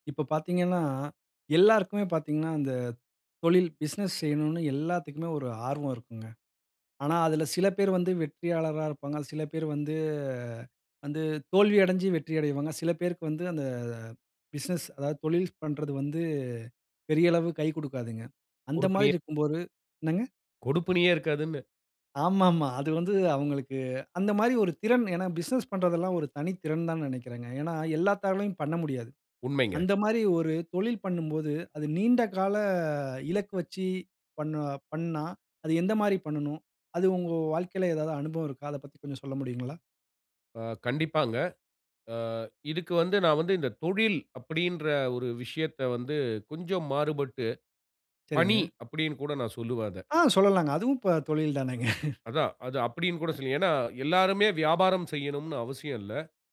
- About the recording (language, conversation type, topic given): Tamil, podcast, நீண்டகால தொழில் இலக்கு என்ன?
- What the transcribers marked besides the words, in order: drawn out: "வந்து"; drawn out: "அந்த"; drawn out: "வந்து"; drawn out: "கால"; laughing while speaking: "தானேங்க"; other noise